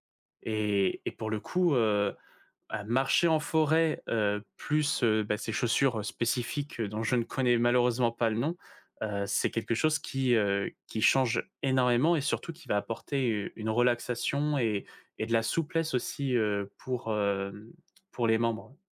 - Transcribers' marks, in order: chuckle
- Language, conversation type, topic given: French, podcast, Comment une balade en forêt peut-elle nous transformer ?
- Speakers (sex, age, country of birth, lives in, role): female, 45-49, France, France, host; male, 20-24, France, France, guest